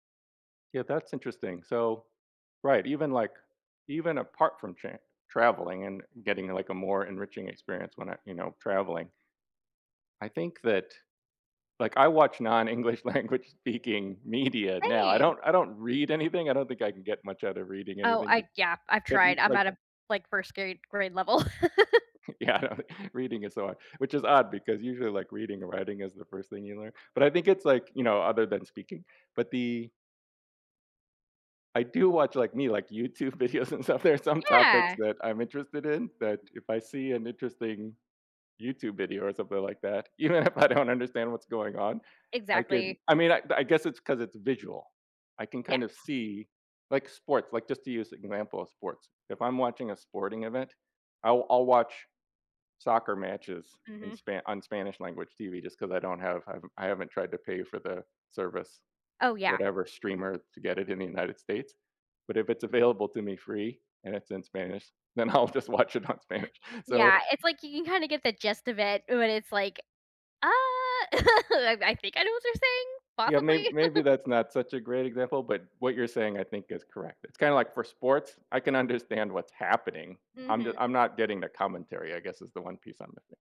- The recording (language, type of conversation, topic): English, unstructured, What would you do if you could speak every language fluently?
- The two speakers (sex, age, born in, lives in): female, 35-39, United States, United States; male, 55-59, United States, United States
- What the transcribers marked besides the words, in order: laughing while speaking: "non-English language speaking media"; stressed: "read"; laughing while speaking: "anything, I"; "grade" said as "gade"; laugh; chuckle; laughing while speaking: "Yeah, I know"; laughing while speaking: "videos and stuff, there are"; other background noise; laughing while speaking: "even if I don't"; laughing while speaking: "available"; laughing while speaking: "then I'll just watch it on Spanish"; drawn out: "Ah"; laugh; giggle; laughing while speaking: "understand"